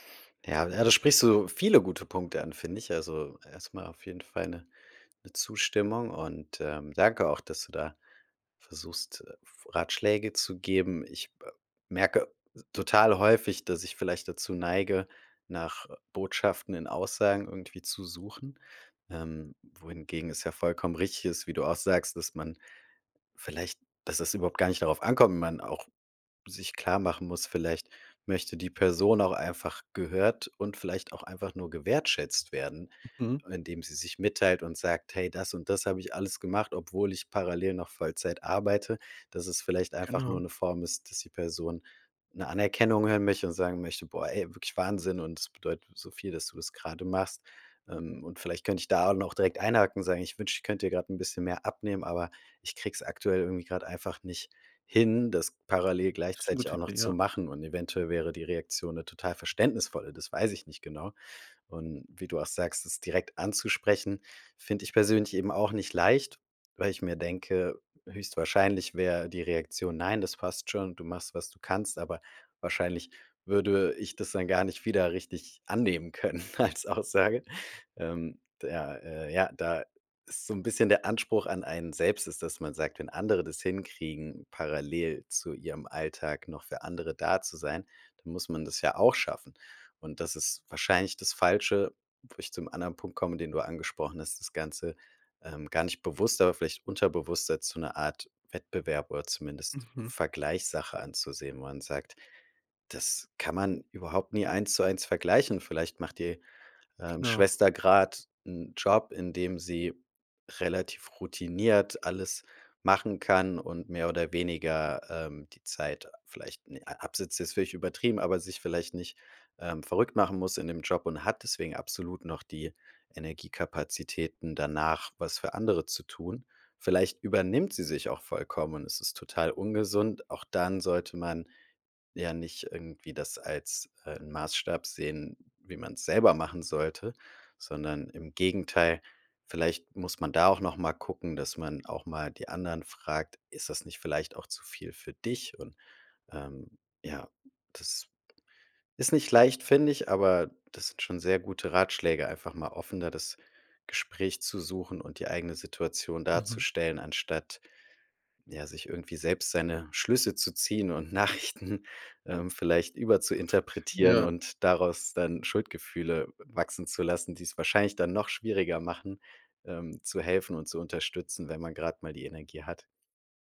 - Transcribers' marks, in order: other background noise; laughing while speaking: "können als Aussage"; laughing while speaking: "Nachrichten"
- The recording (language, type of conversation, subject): German, advice, Wie kann ich mit Schuldgefühlen gegenüber meiner Familie umgehen, weil ich weniger belastbar bin?